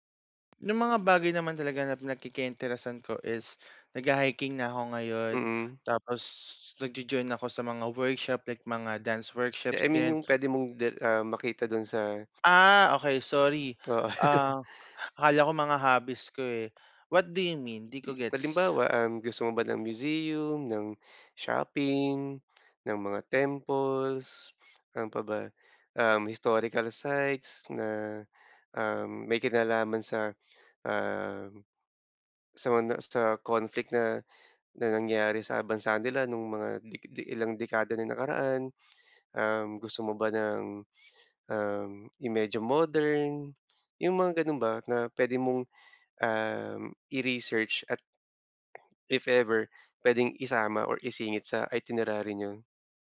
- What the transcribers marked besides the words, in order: chuckle
- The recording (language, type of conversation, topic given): Filipino, advice, Paano ko malalampasan ang kaba kapag naglilibot ako sa isang bagong lugar?